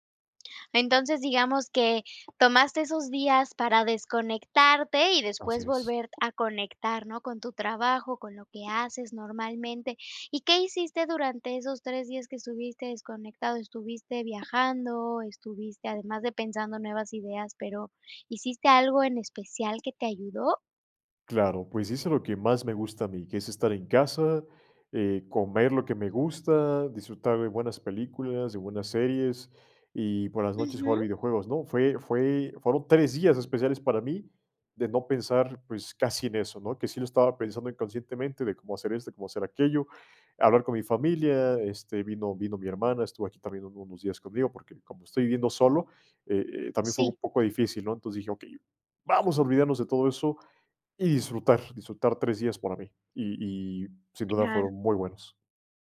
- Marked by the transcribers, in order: tapping
- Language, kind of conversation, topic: Spanish, podcast, ¿Qué técnicas usas para salir de un bloqueo mental?